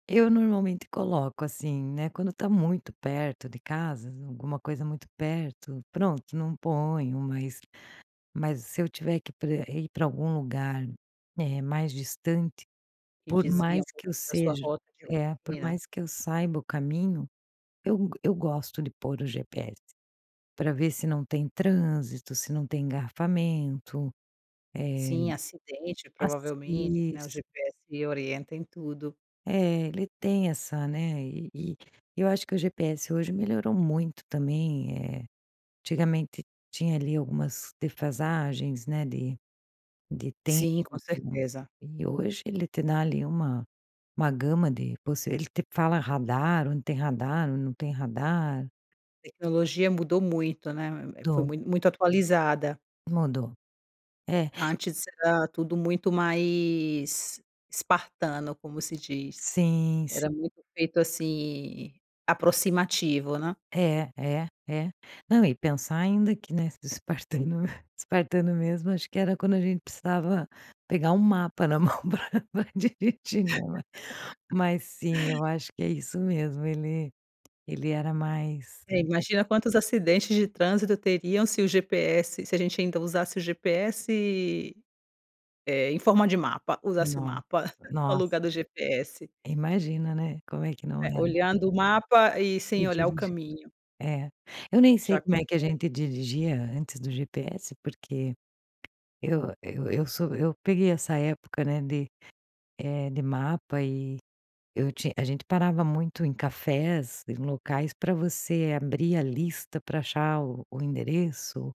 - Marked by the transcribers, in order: laughing while speaking: "pra dirigir"; laugh; tapping; other background noise
- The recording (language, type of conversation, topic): Portuguese, podcast, Já se deu mal por confiar demais no GPS?